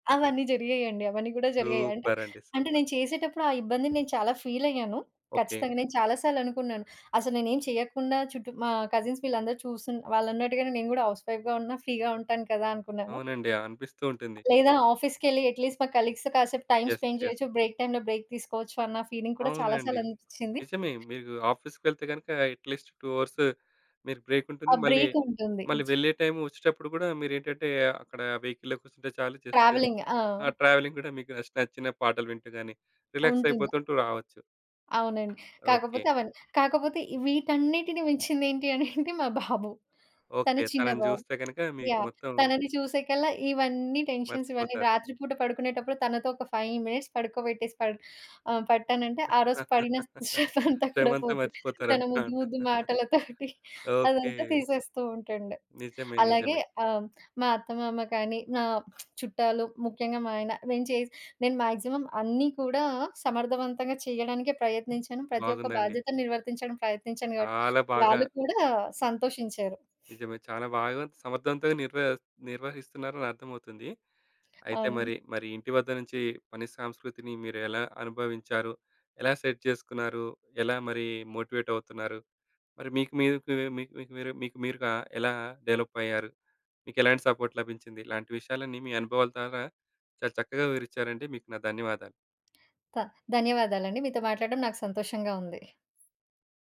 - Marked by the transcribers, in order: in English: "సూపర్!"; other background noise; in English: "కజిన్స్"; in English: "హౌస్‌వైఫ్‌గా"; in English: "ఫ్రీగా"; in English: "అట్ లీస్ట్"; in English: "కలీగ్స్‌తో"; in English: "టైమ్ స్పెండ్"; in English: "యెస్. యెస్"; in English: "బ్రేక్ టైమ్‌లో బ్రేక్"; in English: "ఫీలింగ్"; in English: "ఆఫీస్‌కి"; in English: "అట్ లీస్ట్ టూ అవర్స్"; in English: "వెహికల్‌లో"; in English: "ట్రావెలింగ్"; in English: "ట్రావెలింగ్"; tapping; in English: "టెన్షన్స్"; in English: "ఫైవ్ మినిట్స్"; laughing while speaking: "శ్రమ అంతా మర్చిపోతారున్నమాట"; laughing while speaking: "శ్రమ అంతా కూడా పోతుంది. తన ముద్దు ముద్దు మాటలతోటి"; lip smack; in English: "మాక్సిమం"; in English: "సెట్"; in English: "సపోర్ట్"
- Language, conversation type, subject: Telugu, podcast, ఇంటినుంచి పని చేసే అనుభవం మీకు ఎలా ఉంది?